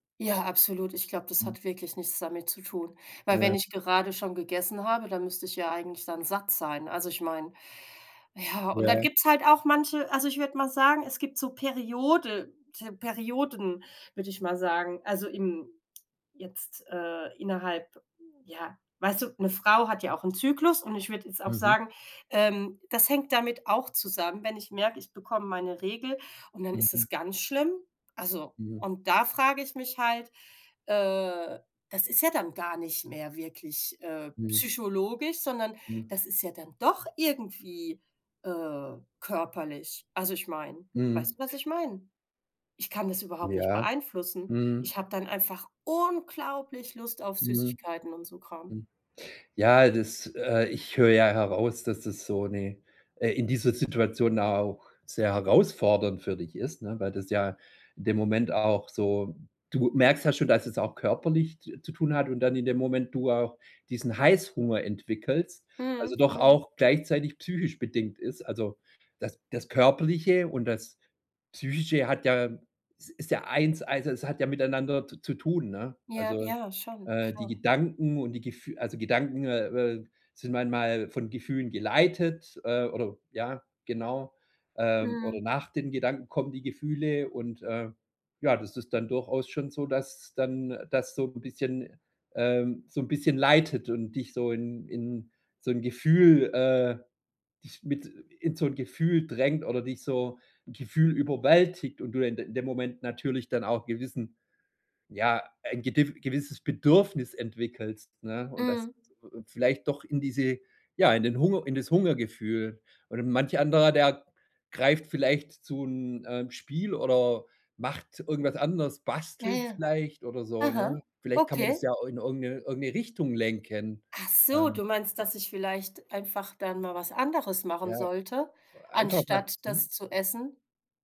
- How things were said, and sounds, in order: stressed: "unglaublich"
- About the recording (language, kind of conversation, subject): German, advice, Wie erkenne ich, ob ich emotionalen oder körperlichen Hunger habe?